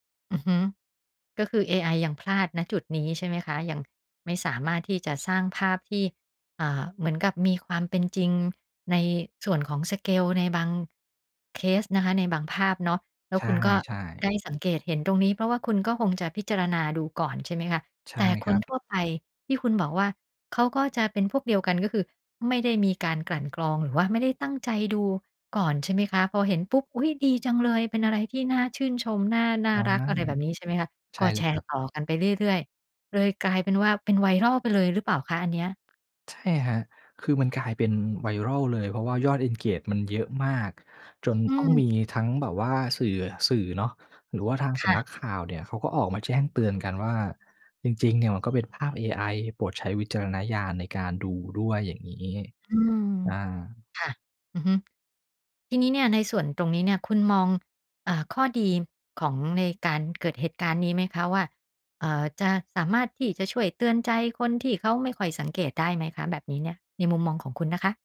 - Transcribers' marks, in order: in English: "สเกล"; tapping; in English: "engage"
- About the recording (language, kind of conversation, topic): Thai, podcast, การแชร์ข่าวที่ยังไม่ได้ตรวจสอบสร้างปัญหาอะไรบ้าง?